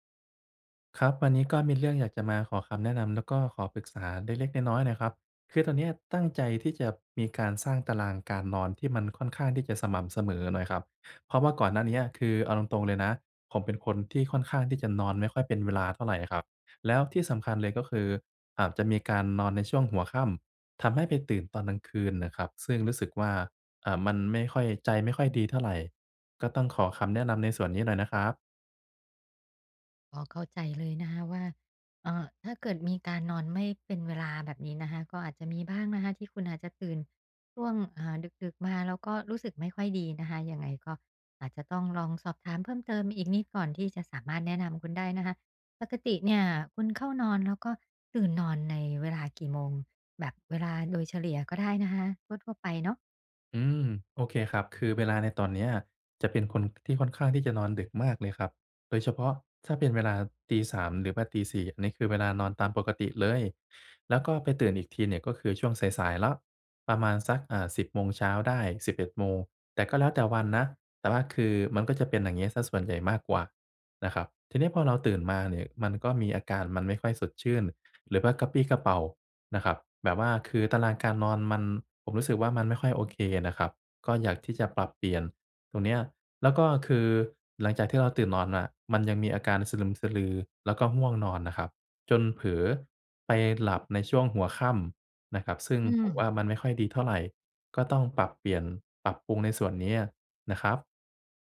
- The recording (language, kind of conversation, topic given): Thai, advice, ฉันจะทำอย่างไรให้ตารางการนอนประจำวันของฉันสม่ำเสมอ?
- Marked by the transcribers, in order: none